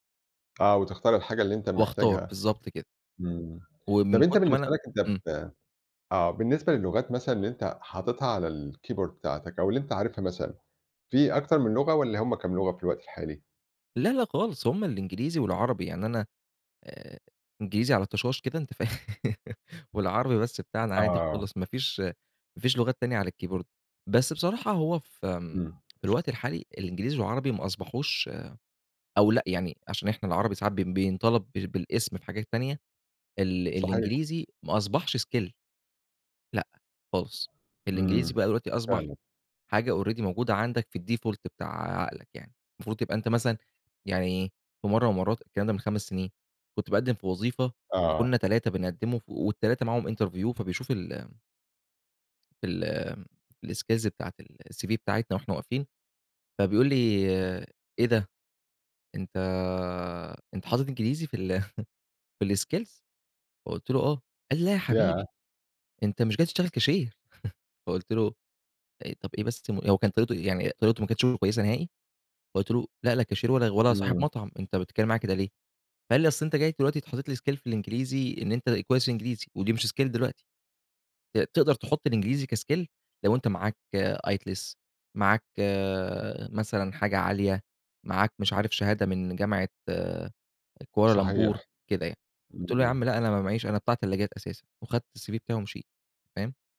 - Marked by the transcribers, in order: laughing while speaking: "فاهم"; tapping; in English: "skill"; in English: "already"; in English: "الdefault"; in English: "interview"; in English: "الSkills"; in English: "الCV"; chuckle; in English: "الSkills"; put-on voice: "لا ياحبيبي أنتَ مش جاي تشتغل كاشير"; in English: "كاشير"; chuckle; in English: "Skill"; in English: "Skill"; in English: "كskill"; "IELTS" said as "Itls"; in English: "الCV"
- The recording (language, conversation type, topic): Arabic, podcast, إيه حدود الخصوصية اللي لازم نحطّها في الرسايل؟